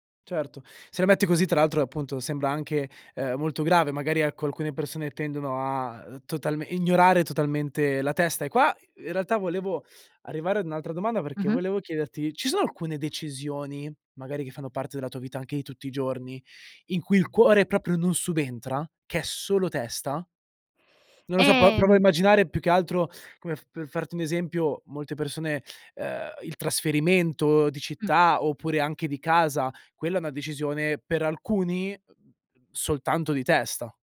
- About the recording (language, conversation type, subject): Italian, podcast, Quando è giusto seguire il cuore e quando la testa?
- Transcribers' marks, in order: none